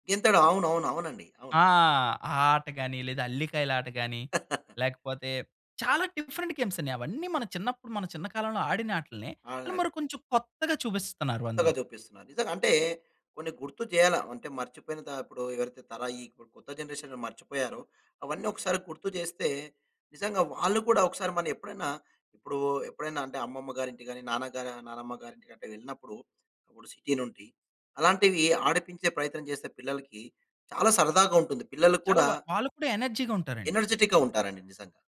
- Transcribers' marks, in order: chuckle; in English: "డిఫరెంట్"; tapping; in English: "జనరేషన్"; in English: "సిటీ"; in English: "ఎనర్జీగుంటారండి"; in English: "ఎనర్జిటిక్‌గా"
- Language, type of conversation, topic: Telugu, podcast, చిన్నప్పుడే నువ్వు ఎక్కువగా ఏ ఆటలు ఆడేవావు?